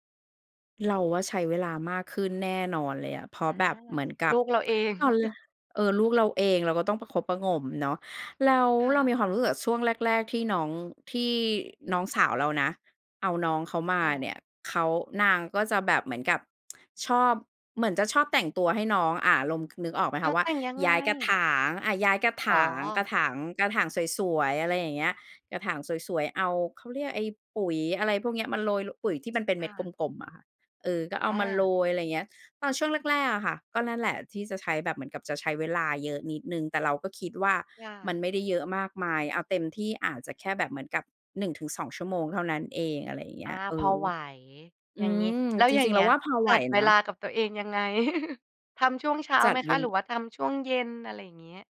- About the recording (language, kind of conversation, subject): Thai, podcast, มีเคล็ดลับจัดเวลาให้กลับมาทำงานอดิเรกไหม?
- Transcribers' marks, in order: chuckle; tsk; tapping; chuckle